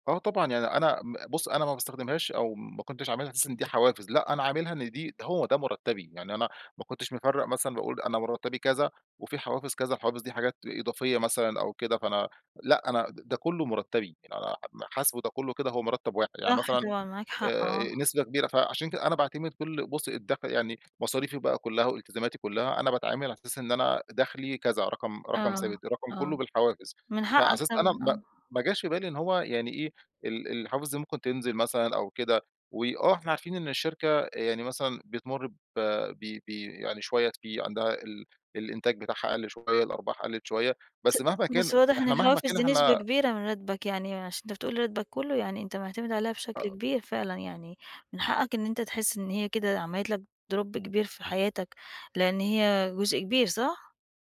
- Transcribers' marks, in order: tapping; in English: "drop"
- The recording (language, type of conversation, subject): Arabic, advice, ازاي انخفاض دخلك فجأة أثر على التزاماتك ومصاريفك الشهرية؟